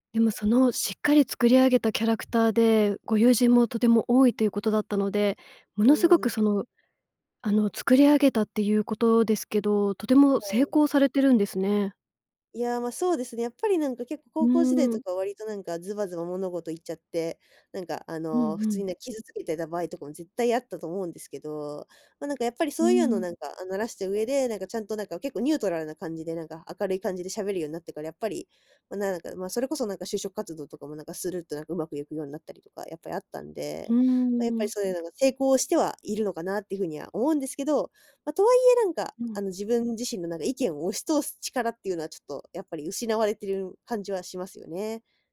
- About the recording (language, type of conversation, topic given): Japanese, advice, 誘いを断れずにストレスが溜まっている
- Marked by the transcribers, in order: none